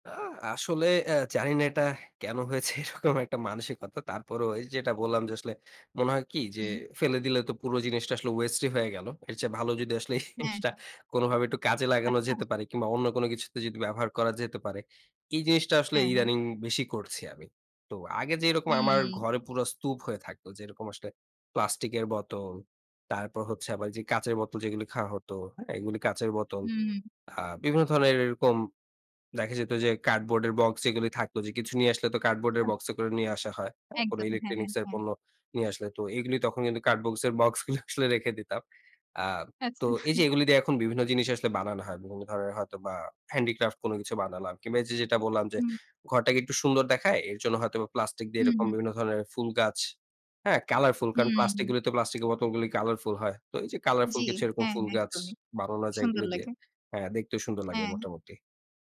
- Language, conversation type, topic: Bengali, podcast, ব্যবহৃত জিনিসপত্র আপনি কীভাবে আবার কাজে লাগান, আর আপনার কৌশলগুলো কী?
- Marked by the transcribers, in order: laughing while speaking: "এরকম একটা মানসিকতা?"; laughing while speaking: "এই জিনিসটা"; other background noise; laughing while speaking: "বক্সগুলো আসলে রেখে দিতাম"; laughing while speaking: "আচ্ছা"